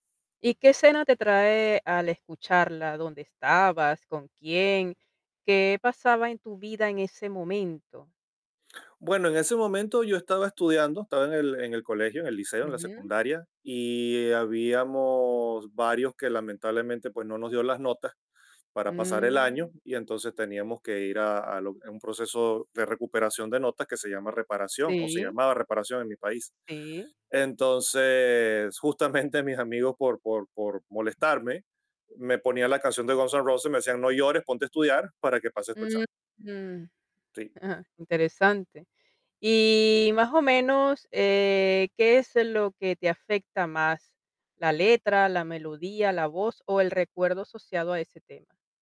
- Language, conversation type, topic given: Spanish, podcast, ¿Qué canción de tu adolescencia todavía te da nostalgia?
- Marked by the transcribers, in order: tapping; laughing while speaking: "justamente"; distorted speech; chuckle